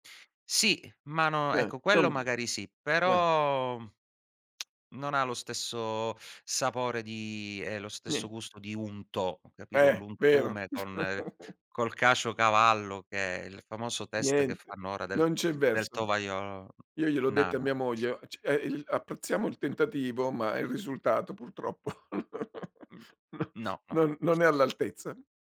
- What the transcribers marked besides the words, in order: tsk; chuckle; chuckle; laughing while speaking: "n"
- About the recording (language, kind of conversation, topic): Italian, podcast, Qual è un cibo di strada che hai scoperto in un quartiere e che ti è rimasto impresso?